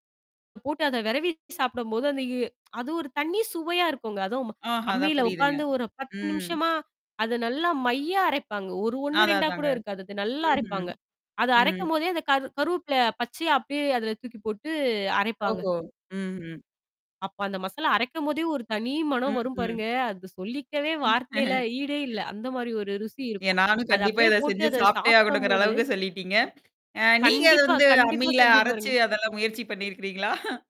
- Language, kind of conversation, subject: Tamil, podcast, நீங்கள் மீண்டும் மீண்டும் செய்வது எந்த குடும்ப சமையல் குறிப்பா?
- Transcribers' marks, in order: distorted speech; other background noise; static; mechanical hum; laugh; laughing while speaking: "இருக்குறீங்களா?"